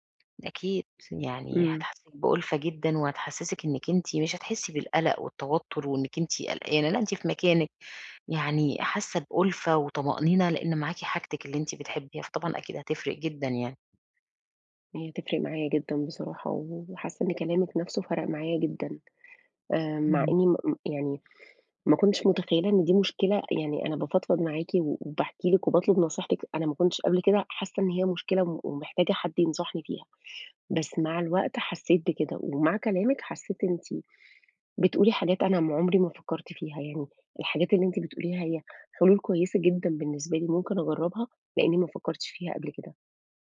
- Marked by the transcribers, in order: tapping
- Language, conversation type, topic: Arabic, advice, إزاي أتعامل مع قلقي لما بفكر أستكشف أماكن جديدة؟